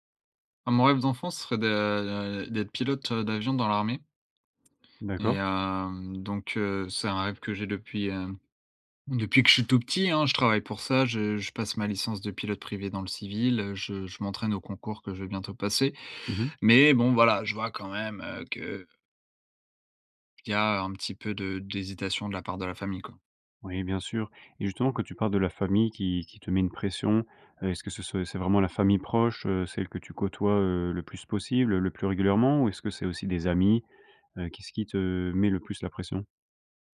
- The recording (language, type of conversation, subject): French, advice, Comment gérer la pression de choisir une carrière stable plutôt que de suivre sa passion ?
- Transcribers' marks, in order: none